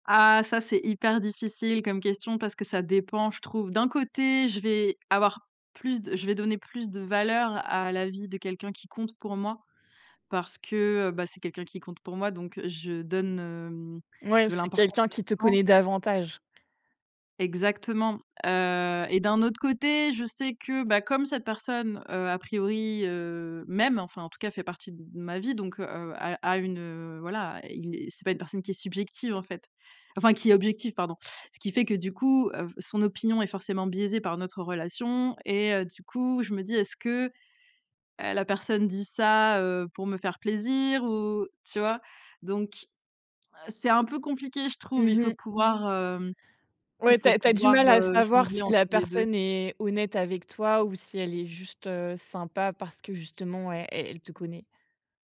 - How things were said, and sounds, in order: stressed: "Ah"; tapping; other background noise
- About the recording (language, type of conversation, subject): French, podcast, Comment gères-tu la peur du jugement avant de partager ton travail ?